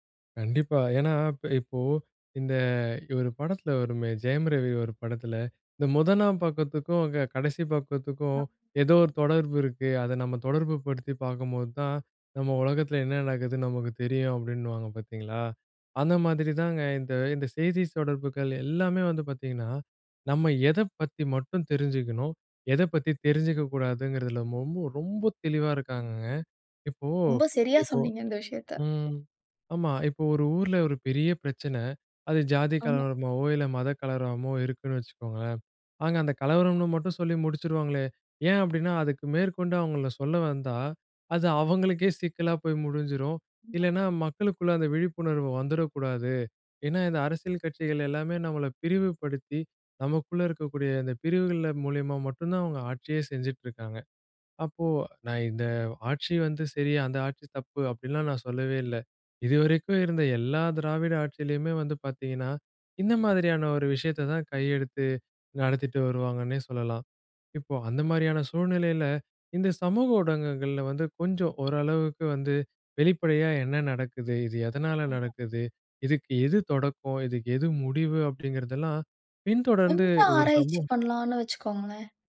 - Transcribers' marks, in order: unintelligible speech; "தொடர்புகள்" said as "சொடர்புகள்"; "கையிலெடுத்து" said as "கையெடுத்து"
- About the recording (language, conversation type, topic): Tamil, podcast, சமூக ஊடகம் நம்பிக்கையை உருவாக்க உதவுமா, அல்லது அதை சிதைக்குமா?
- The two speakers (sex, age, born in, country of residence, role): female, 35-39, India, India, host; male, 20-24, India, India, guest